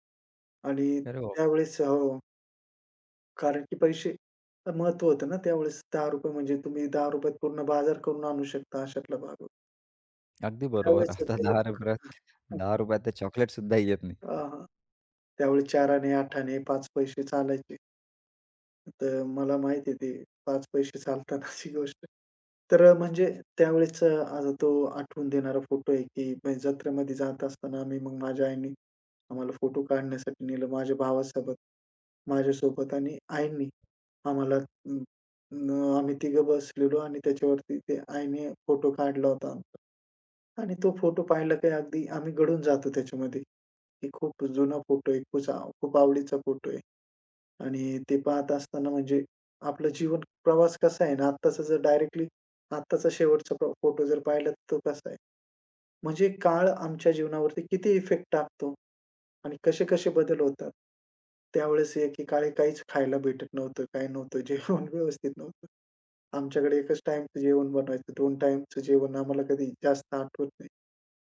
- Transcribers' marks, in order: tapping; laughing while speaking: "आता दहा रुपये त"; other background noise; laughing while speaking: "चालतानाची"; unintelligible speech; laughing while speaking: "जेवण"
- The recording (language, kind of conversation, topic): Marathi, podcast, तुमच्या कपाटात सर्वात महत्त्वाच्या वस्तू कोणत्या आहेत?